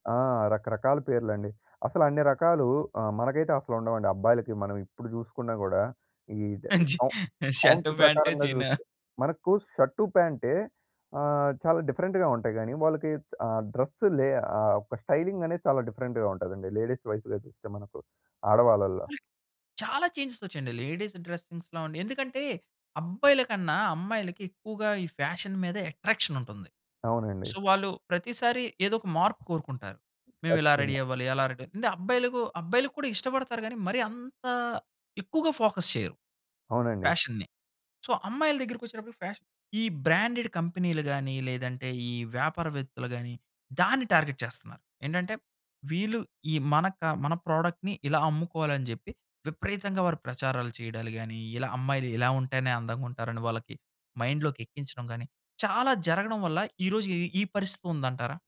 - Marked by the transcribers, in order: laughing while speaking: "అంజి షర్టు, ఫాంట, జీనా?"; in English: "డిఫరెంట్‌గా"; in English: "డిఫరెంట్‌గా"; in English: "లేడీస్ వైస్‌గా"; other noise; in English: "లేడీస్ డ్రసింగ్స్‌లో"; in English: "ఫ్యాషన్"; in English: "సో"; in English: "రెడీ"; in English: "రెడీ"; in English: "ఫోకస్"; in English: "ఫ్యాషన్ని. సో"; in English: "ఫ్యాషన్"; in English: "బ్రాండెడ్"; in English: "టార్గెట్"; in English: "ప్రోడక్ట్‌ని"
- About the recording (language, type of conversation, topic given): Telugu, podcast, సాంప్రదాయ దుస్తుల శైలిని ఆధునిక ఫ్యాషన్‌తో మీరు ఎలా మేళవిస్తారు?